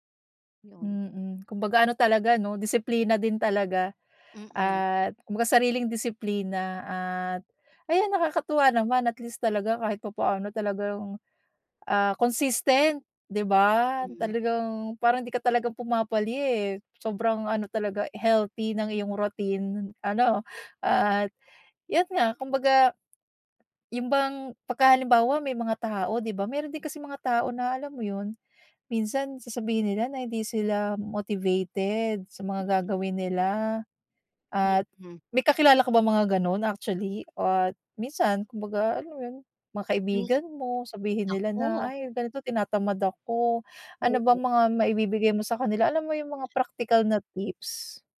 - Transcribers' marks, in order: tapping
- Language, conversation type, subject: Filipino, podcast, Paano mo napapanatili ang araw-araw na gana, kahit sa maliliit na hakbang lang?